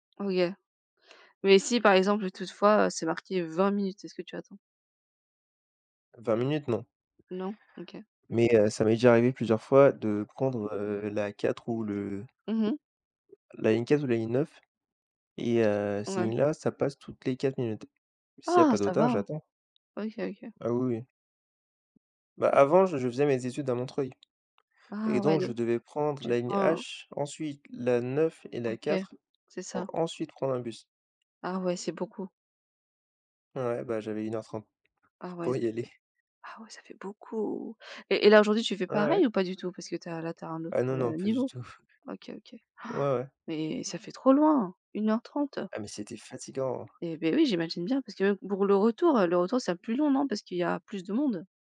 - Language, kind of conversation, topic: French, unstructured, Quel lieu de ton enfance aimerais-tu revoir ?
- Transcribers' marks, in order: tapping; other background noise; laughing while speaking: "tout"; stressed: "fatigant"